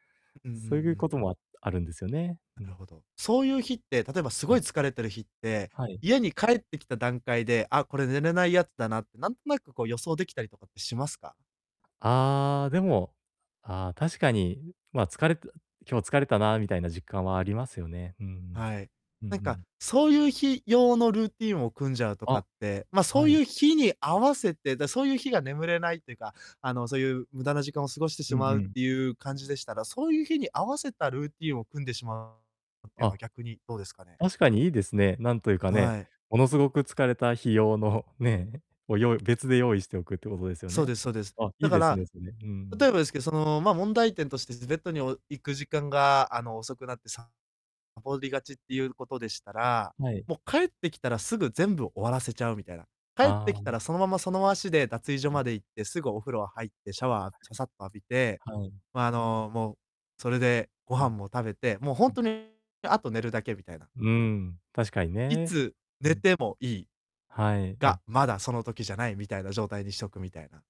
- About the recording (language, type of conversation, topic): Japanese, advice, 毎晩就寝時間を同じに保つにはどうすればよいですか？
- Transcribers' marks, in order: other background noise; distorted speech